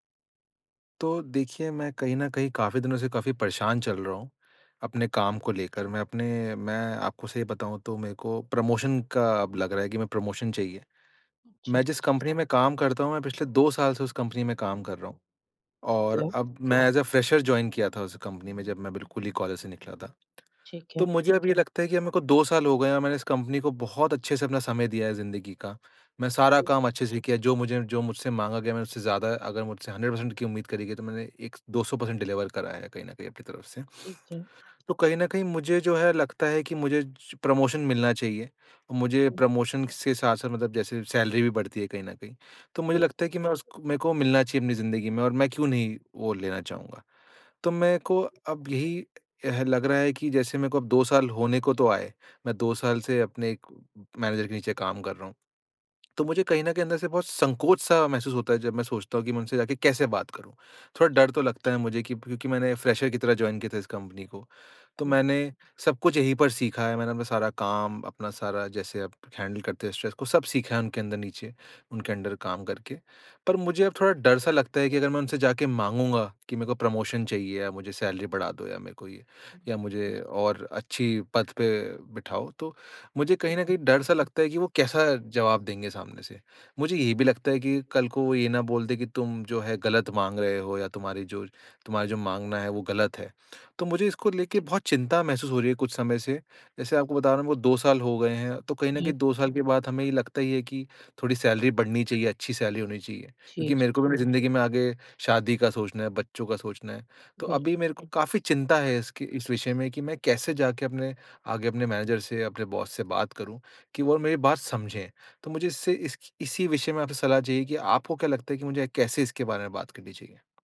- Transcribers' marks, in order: in English: "प्रमोशन"; in English: "प्रमोशन"; in English: "एज़ अ, फ्रेशर जॉइन"; tapping; other background noise; in English: "हंड्रेड परसेंट"; in English: "परसेंट डिलीवर"; in English: "प्रमोशन"; in English: "प्रमोशन"; in English: "सैलरी"; in English: "मैनेजर"; in English: "फ्रेशर"; in English: "जॉइन"; in English: "हैंडल"; in English: "स्ट्रेस"; in English: "अंडर"; unintelligible speech; in English: "प्रमोशन"; in English: "सैलरी"; unintelligible speech; in English: "सैलरी"; in English: "सैलरी"; in English: "मैनेजर"; in English: "बॉस"
- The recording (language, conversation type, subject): Hindi, advice, प्रमोशन के लिए आवेदन करते समय आपको असुरक्षा क्यों महसूस होती है?